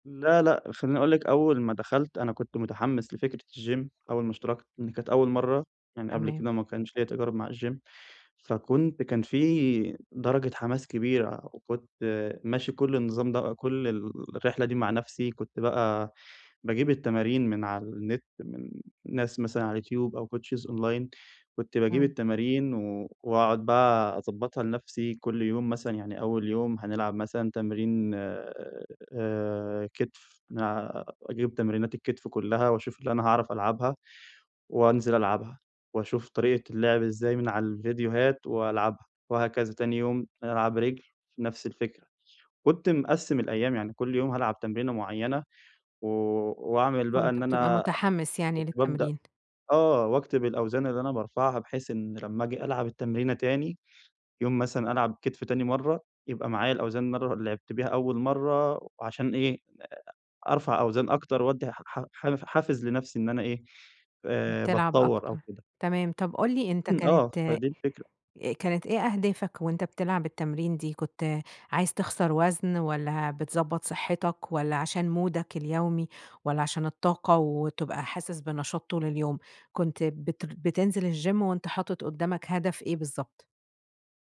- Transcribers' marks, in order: in English: "الجيم"; in English: "الجيم"; in English: "coaches أونلاين"; in English: "مودَك"; in English: "الجيم"
- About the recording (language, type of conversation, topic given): Arabic, advice, إزاي أقدر أرجّع دافعي عشان أتمرّن بانتظام؟